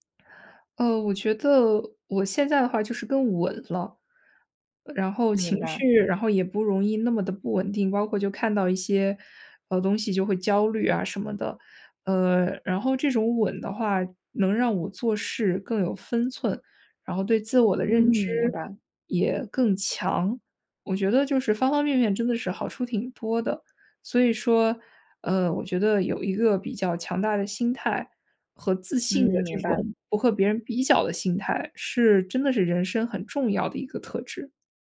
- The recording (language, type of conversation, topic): Chinese, podcast, 你是如何停止与他人比较的？
- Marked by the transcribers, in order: none